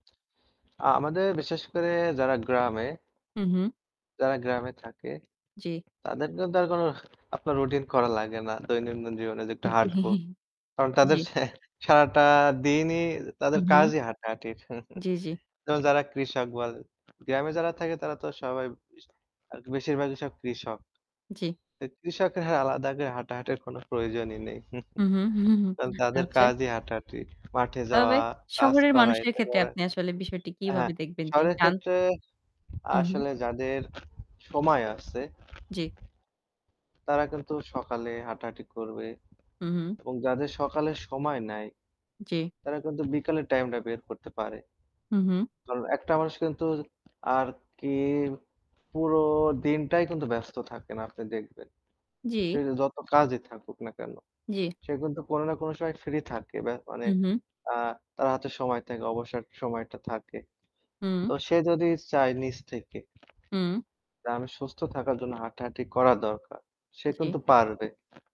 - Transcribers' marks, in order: static; other background noise; distorted speech; laughing while speaking: "জ্বী"; chuckle; chuckle; unintelligible speech; laughing while speaking: "হুম, হুম"; chuckle; tapping
- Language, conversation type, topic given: Bengali, unstructured, আপনি কি প্রতিদিন হাঁটার চেষ্টা করেন, আর কেন করেন বা কেন করেন না?